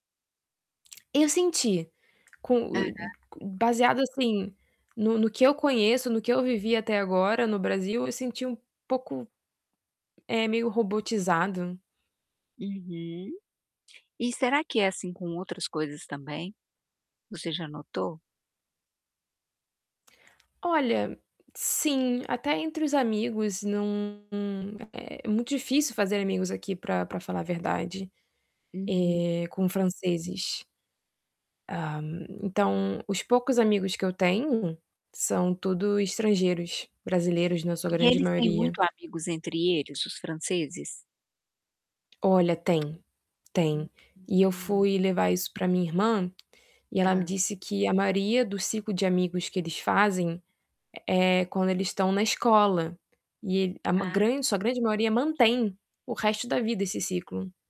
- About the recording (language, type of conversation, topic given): Portuguese, advice, Como posso entender e respeitar os costumes locais ao me mudar?
- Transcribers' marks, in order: static; other background noise; unintelligible speech; distorted speech; tapping; unintelligible speech